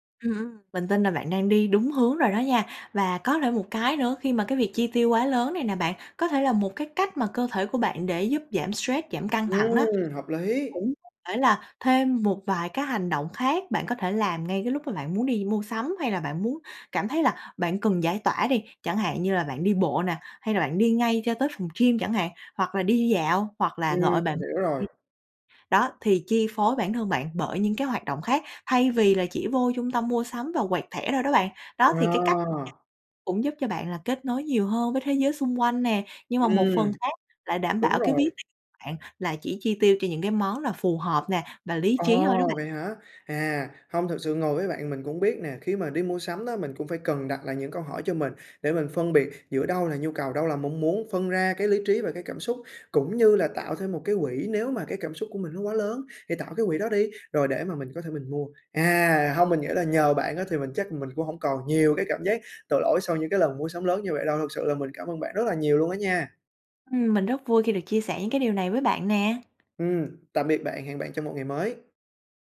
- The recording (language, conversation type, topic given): Vietnamese, advice, Bạn có thường cảm thấy tội lỗi sau mỗi lần mua một món đồ đắt tiền không?
- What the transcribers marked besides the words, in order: tapping; other background noise